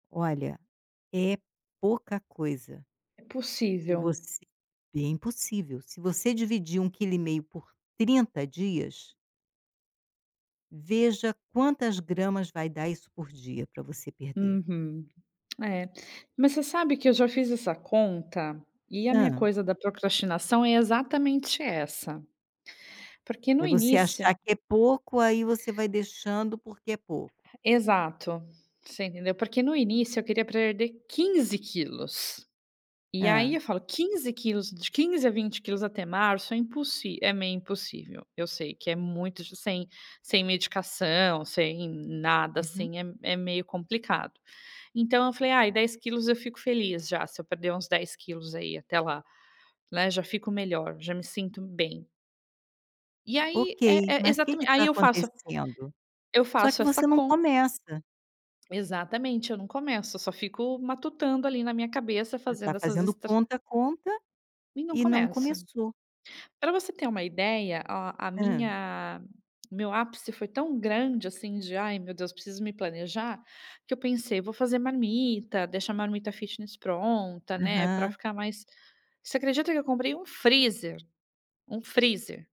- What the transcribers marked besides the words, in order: other noise
- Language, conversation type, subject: Portuguese, advice, Como posso lidar com a procrastinação constante que atrasa meus objetivos importantes?